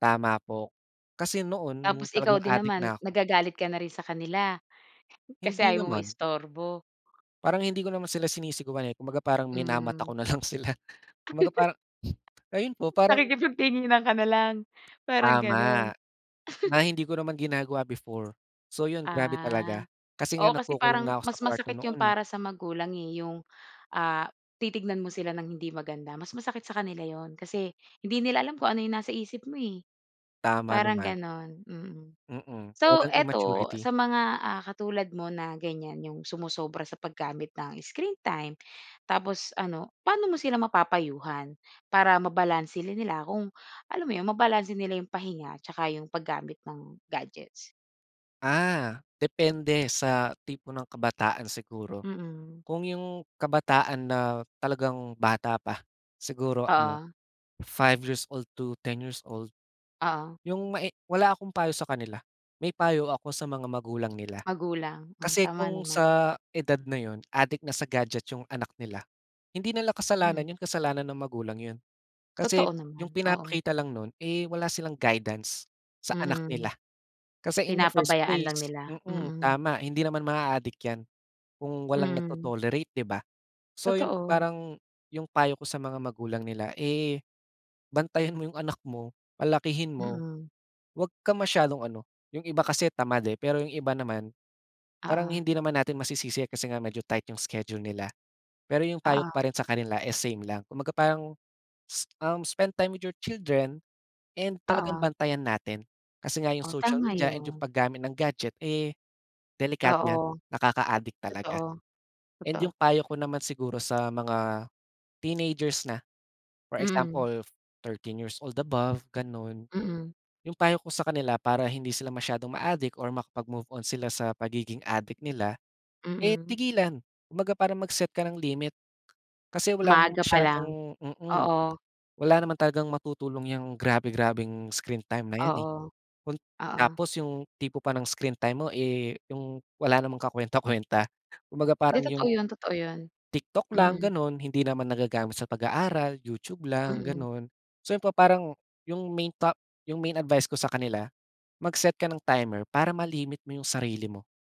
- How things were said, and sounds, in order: laughing while speaking: "ko na lang sila"; giggle; blowing; chuckle; other background noise; tapping
- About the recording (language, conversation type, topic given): Filipino, podcast, Paano mo binabalanse ang oras mo sa paggamit ng mga screen at ang pahinga?